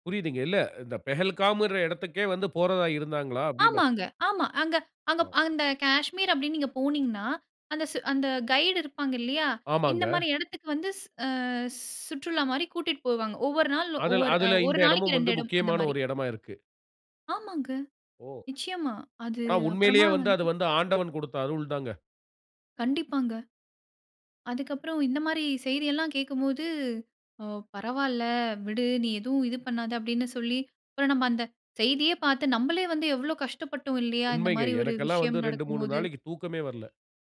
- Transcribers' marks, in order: none
- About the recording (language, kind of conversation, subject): Tamil, podcast, ஒரு பயணம் போக முடியாமல் போனதால் உங்கள் வாழ்க்கையில் ஏதேனும் நல்லது நடந்ததுண்டா?